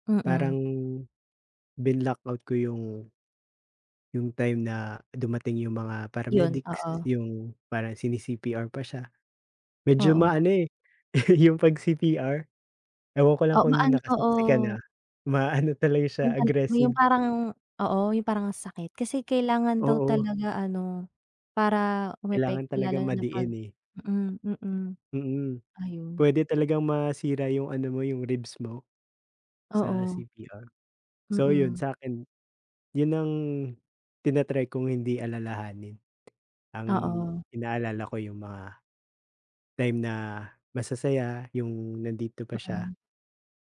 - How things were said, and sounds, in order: in English: "paramedics"; laughing while speaking: "yung 'pag"; laughing while speaking: "ma-ano talaga siya"; in English: "aggressive"; tapping
- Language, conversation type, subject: Filipino, unstructured, Paano mo tinutulungan ang sarili mong harapin ang panghuling paalam?